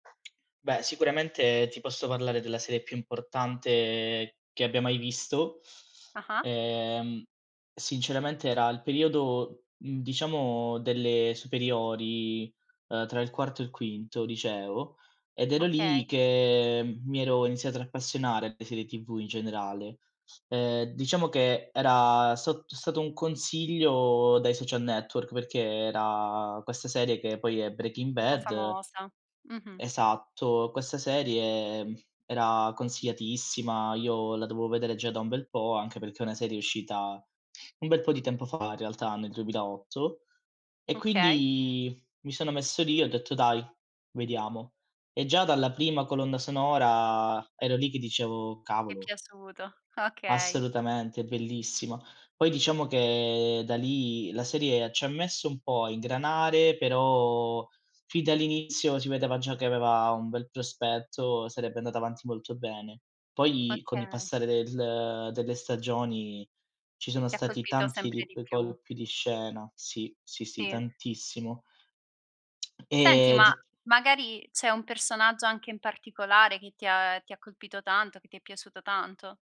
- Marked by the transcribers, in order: other background noise; tapping; "iniziato" said as "iniziatro"; "dovevo" said as "dovo"; "Sì" said as "tì"; lip smack
- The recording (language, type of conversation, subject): Italian, podcast, Quale serie TV ti ha tenuto incollato allo schermo?